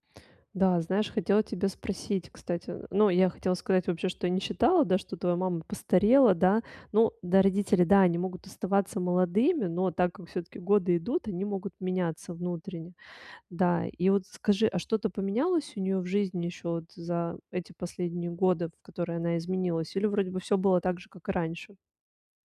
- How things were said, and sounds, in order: none
- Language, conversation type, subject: Russian, advice, Как мне развить устойчивость к эмоциональным триггерам и спокойнее воспринимать критику?